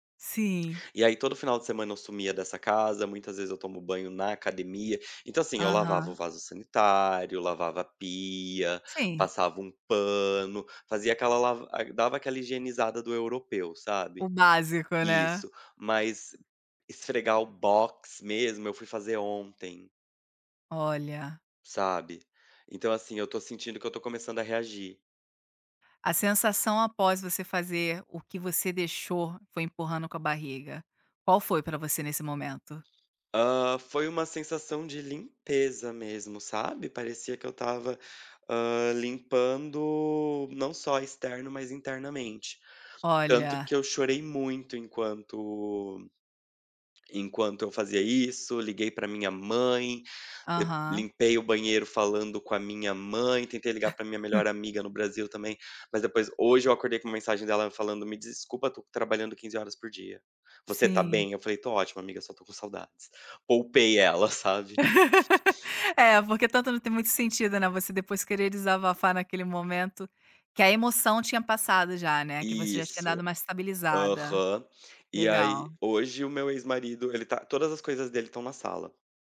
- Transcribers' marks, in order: laugh; laugh
- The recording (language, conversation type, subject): Portuguese, advice, Como você descreveria sua crise de identidade na meia-idade?